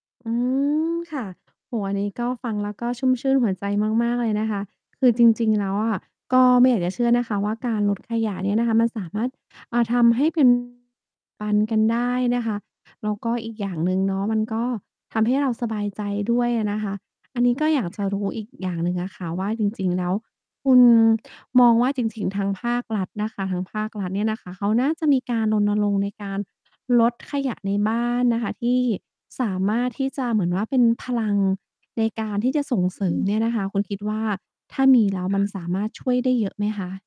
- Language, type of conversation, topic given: Thai, podcast, ช่วยเล่าวิธีลดขยะในบ้านแบบง่ายๆ ให้ฟังหน่อยได้ไหม?
- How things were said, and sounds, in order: tapping; distorted speech; unintelligible speech